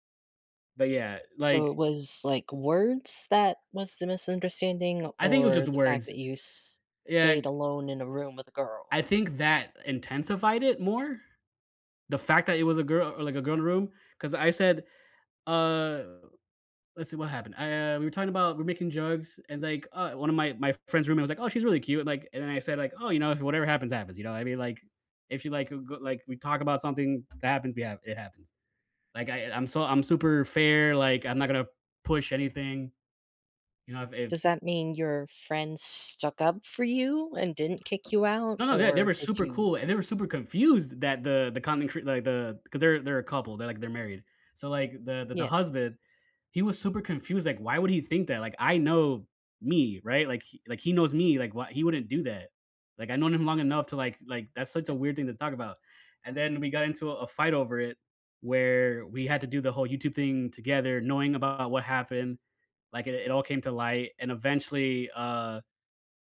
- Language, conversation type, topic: English, unstructured, What worries you most about losing a close friendship because of a misunderstanding?
- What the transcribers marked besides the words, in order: tapping; other background noise; stressed: "confused"